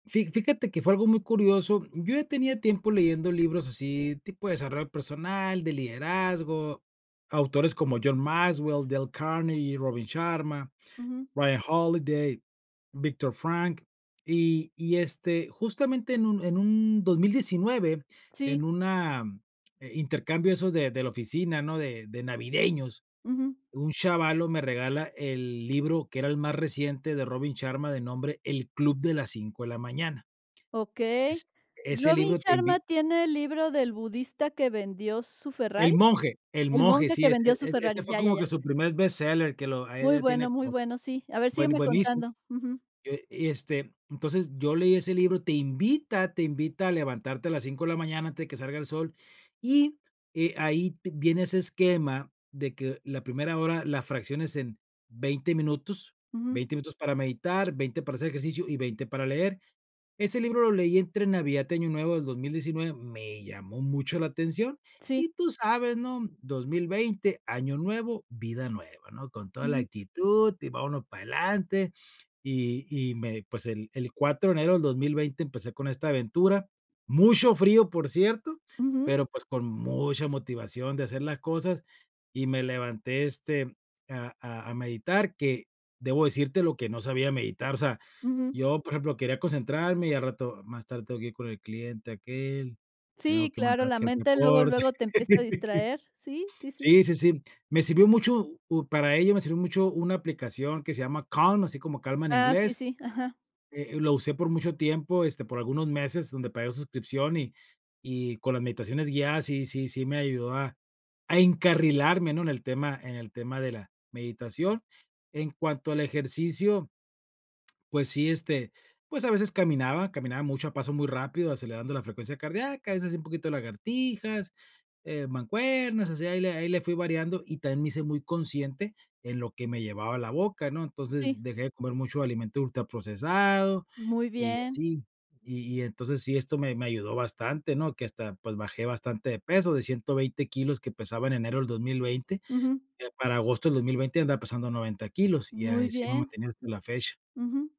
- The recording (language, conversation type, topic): Spanish, podcast, ¿Qué hábito de salud te cambió la vida?
- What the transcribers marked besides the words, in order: laugh